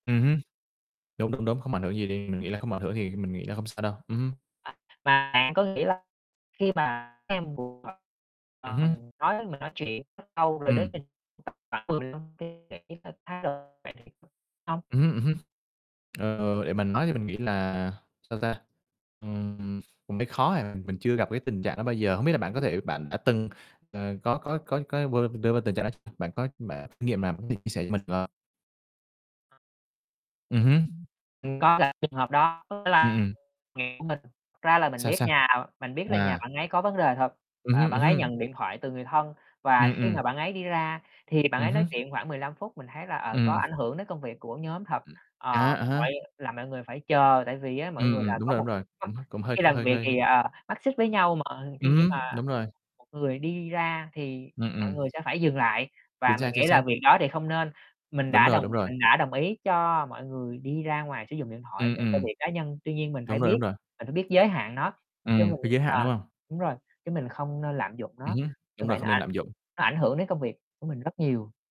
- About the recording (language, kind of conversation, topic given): Vietnamese, unstructured, Bạn nghĩ sao về việc mọi người sử dụng điện thoại trong giờ làm việc?
- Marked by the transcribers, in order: distorted speech; unintelligible speech; tapping; static; other background noise; unintelligible speech; other noise